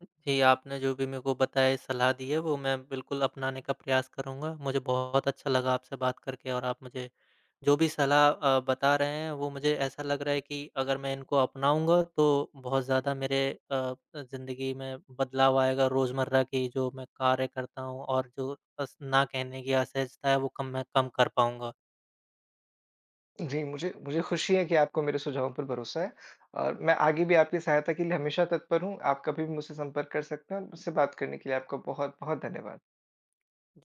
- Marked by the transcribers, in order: other noise; tapping
- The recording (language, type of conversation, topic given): Hindi, advice, आप अपनी सीमाएँ तय करने और किसी को ‘न’ कहने में असहज क्यों महसूस करते हैं?